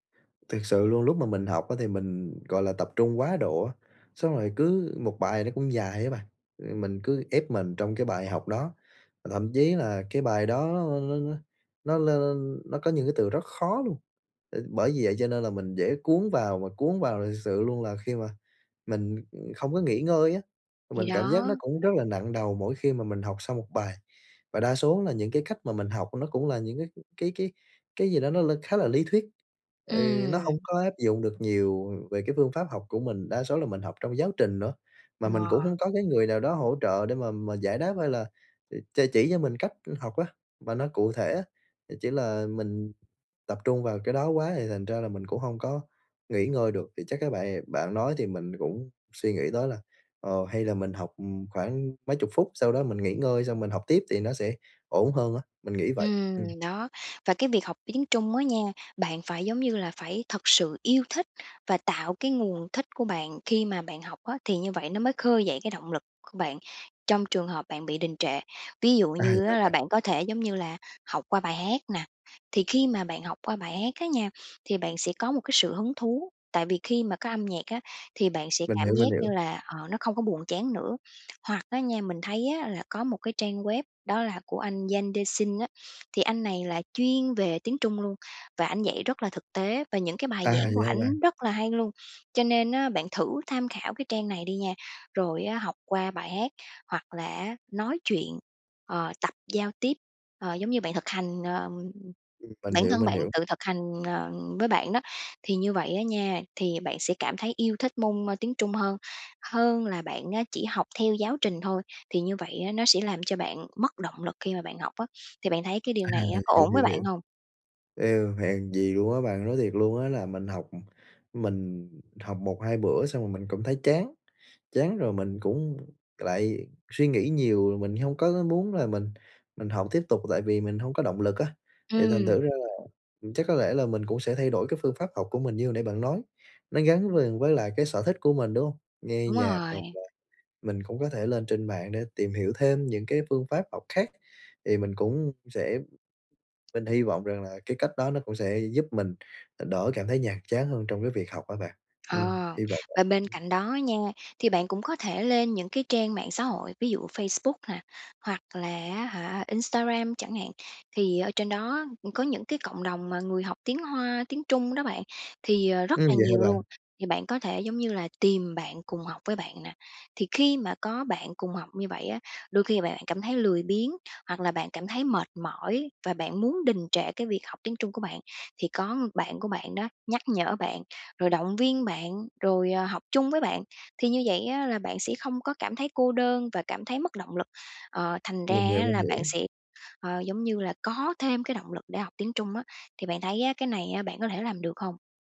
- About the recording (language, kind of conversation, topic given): Vietnamese, advice, Làm sao để lấy lại động lực khi cảm thấy bị đình trệ?
- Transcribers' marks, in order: tapping; other background noise; wind